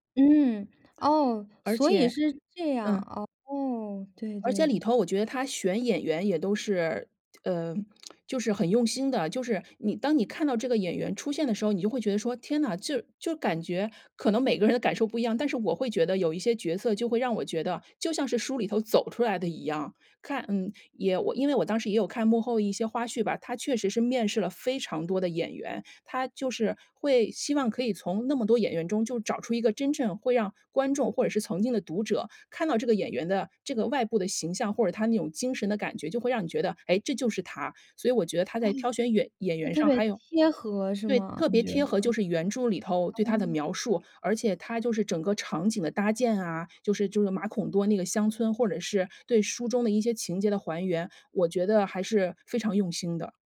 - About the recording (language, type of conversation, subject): Chinese, podcast, 你怎么看电影改编小说这件事？
- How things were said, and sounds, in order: other background noise; lip smack